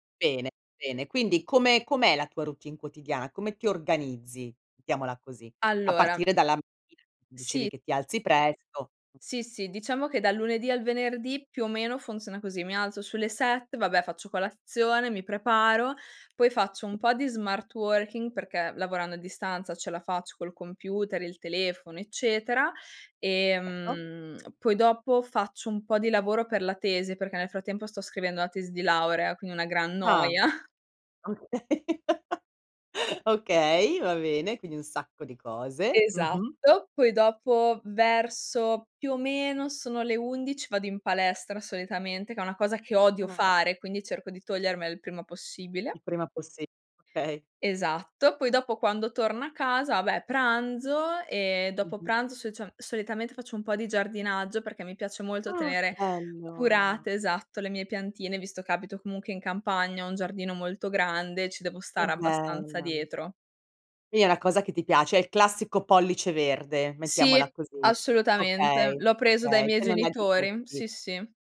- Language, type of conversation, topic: Italian, podcast, Come gestisci davvero l’equilibrio tra lavoro e vita privata?
- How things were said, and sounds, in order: "mattina" said as "tina"; other background noise; "Certo" said as "eto"; laughing while speaking: "noia"; laughing while speaking: "Okay"; laugh; tapping; "Sì" said as "ì"